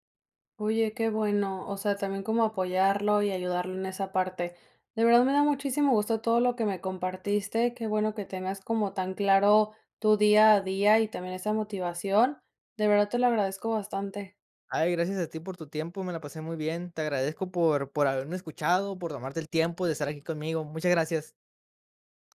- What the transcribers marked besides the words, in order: none
- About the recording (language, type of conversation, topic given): Spanish, podcast, ¿Qué hábitos diarios alimentan tu ambición?